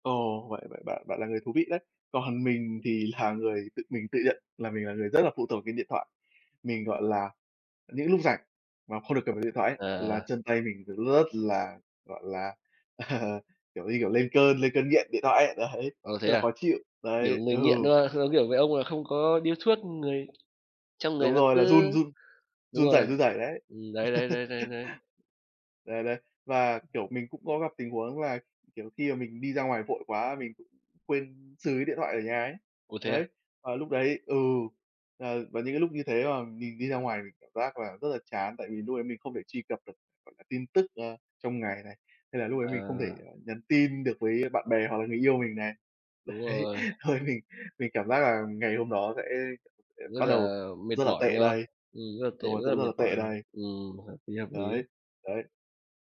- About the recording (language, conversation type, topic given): Vietnamese, unstructured, Bạn sẽ cảm thấy thế nào nếu bị mất điện thoại trong một ngày?
- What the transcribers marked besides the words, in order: laughing while speaking: "Còn"; laughing while speaking: "là"; laughing while speaking: "à"; chuckle; laughing while speaking: "Đấy, thôi mình"